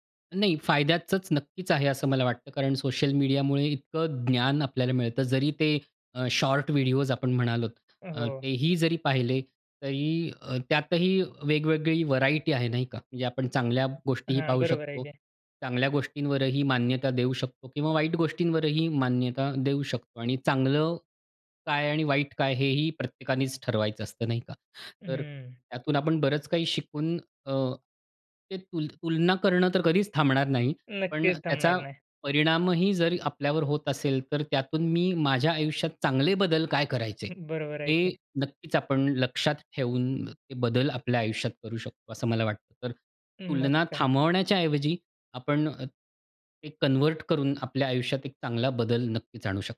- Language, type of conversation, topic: Marathi, podcast, सोशल मीडियावरील तुलना आपल्या मनावर कसा परिणाम करते, असं तुम्हाला वाटतं का?
- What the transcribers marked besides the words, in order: none